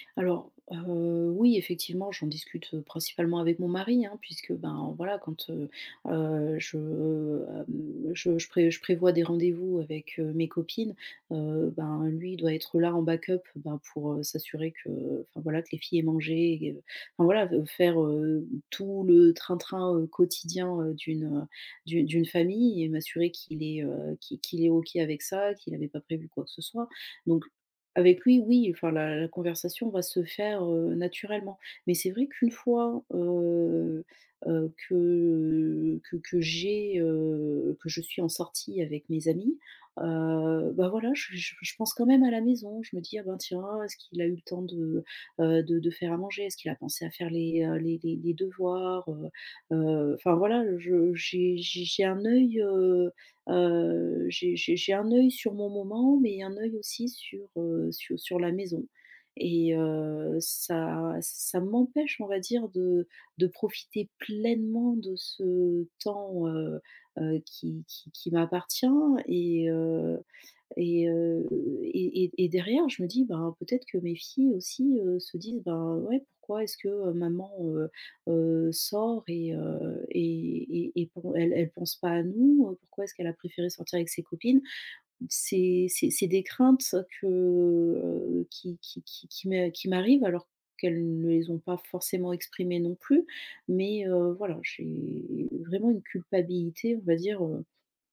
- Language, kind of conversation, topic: French, advice, Pourquoi est-ce que je me sens coupable quand je prends du temps pour moi ?
- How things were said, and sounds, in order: in English: "backup"; drawn out: "que"